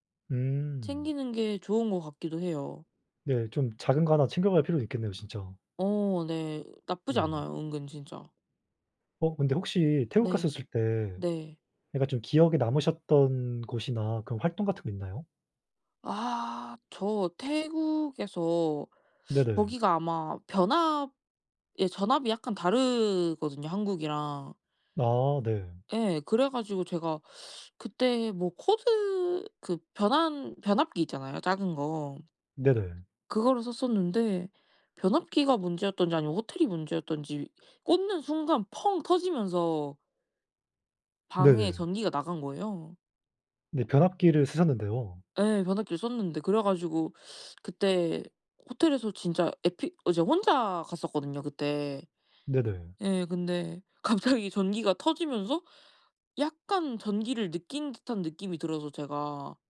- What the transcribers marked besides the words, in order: other background noise; background speech; laughing while speaking: "갑자기"
- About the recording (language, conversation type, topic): Korean, unstructured, 여행할 때 가장 중요하게 생각하는 것은 무엇인가요?